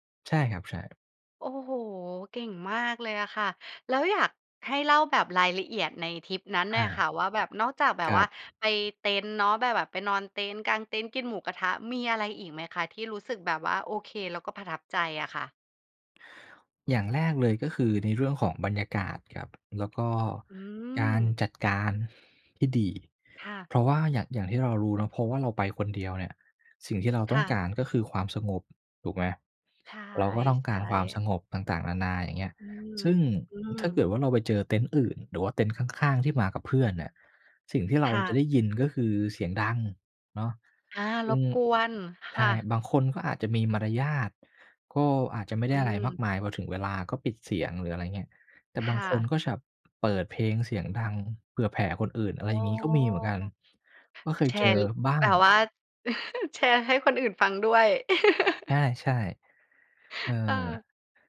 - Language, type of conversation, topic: Thai, podcast, เคยเดินทางคนเดียวแล้วเป็นยังไงบ้าง?
- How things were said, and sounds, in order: other background noise; laughing while speaking: "ต้องการ"; chuckle; laugh; snort